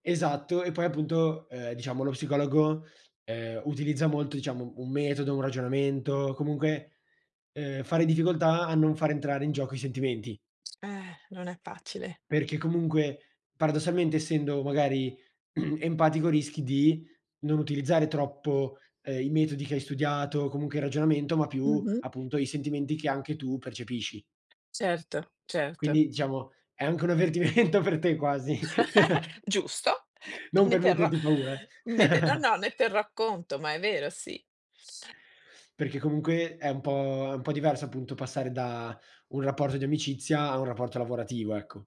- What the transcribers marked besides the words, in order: other background noise; throat clearing; laughing while speaking: "avvertimento"; laugh; chuckle; sigh; chuckle; other noise
- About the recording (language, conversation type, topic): Italian, unstructured, Qual è stato il momento più soddisfacente in cui hai messo in pratica una tua abilità?
- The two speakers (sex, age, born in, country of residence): female, 50-54, Italy, Italy; male, 18-19, Italy, Italy